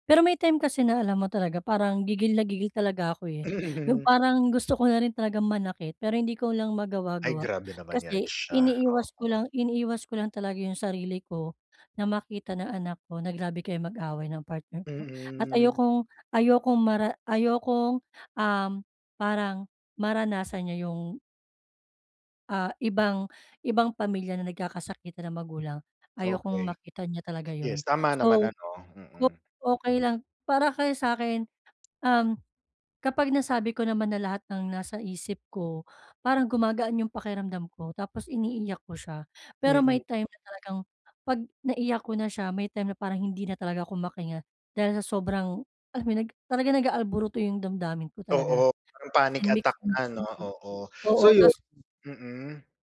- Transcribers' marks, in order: laugh; tapping; wind; in English: "mixed emotion"
- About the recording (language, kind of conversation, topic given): Filipino, advice, Paano ako makapagpapasya nang maayos kapag matindi ang damdamin ko bago ako mag-react?